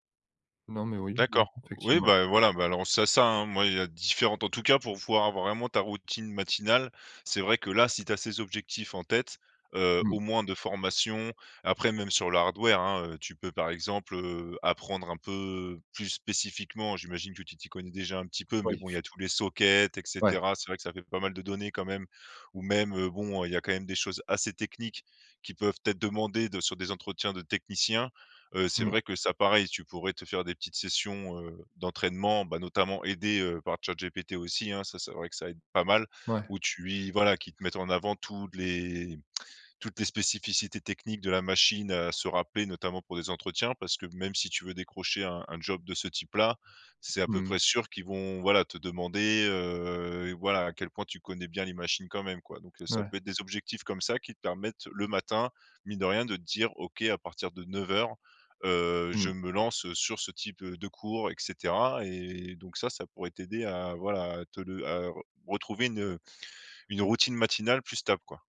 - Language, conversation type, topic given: French, advice, Difficulté à créer une routine matinale stable
- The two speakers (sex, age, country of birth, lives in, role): male, 25-29, France, France, user; male, 30-34, France, France, advisor
- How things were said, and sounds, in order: in English: "sockets"; "toutes" said as "toudes"; drawn out: "heu"; drawn out: "et"